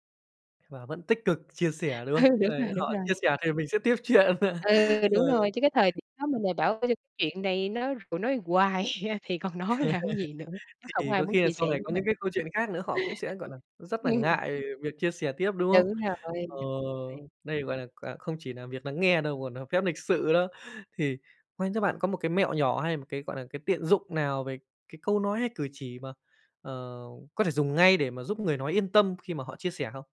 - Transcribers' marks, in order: laughing while speaking: "Ừ"; laughing while speaking: "chuyện"; laugh; other background noise; laughing while speaking: "hoài thì còn nói làm gì nữa"; laugh; laughing while speaking: "Ừm"; tapping
- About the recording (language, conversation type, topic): Vietnamese, podcast, Bạn thường làm gì để thể hiện rằng bạn đang lắng nghe?